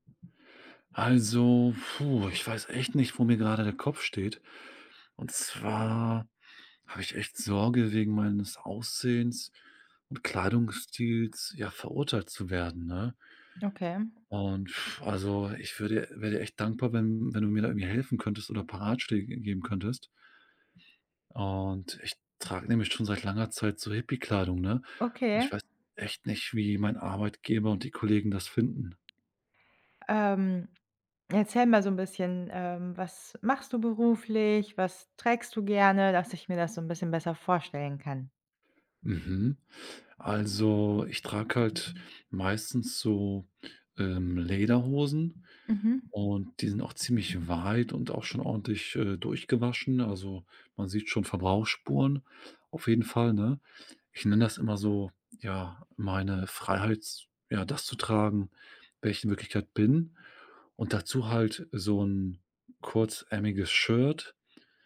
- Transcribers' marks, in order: blowing; other background noise
- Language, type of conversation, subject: German, advice, Wie fühlst du dich, wenn du befürchtest, wegen deines Aussehens oder deines Kleidungsstils verurteilt zu werden?